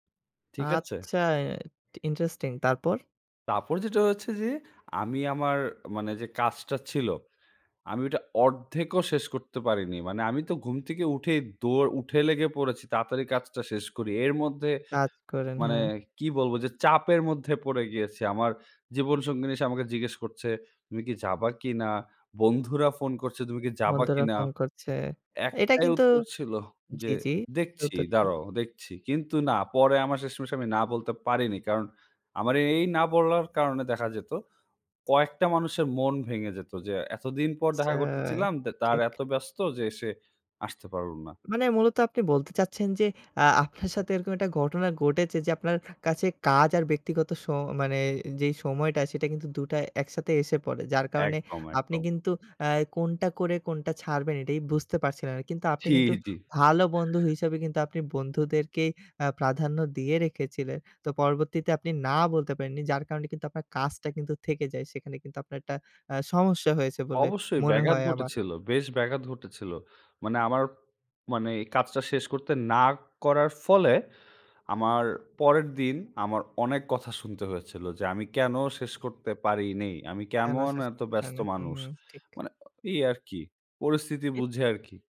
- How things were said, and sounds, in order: "চাইলাম" said as "চিলাম"; other background noise; tapping; laughing while speaking: "জি, জি"
- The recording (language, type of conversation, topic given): Bengali, podcast, চাপের মধ্যে পড়লে আপনি কীভাবে ‘না’ বলেন?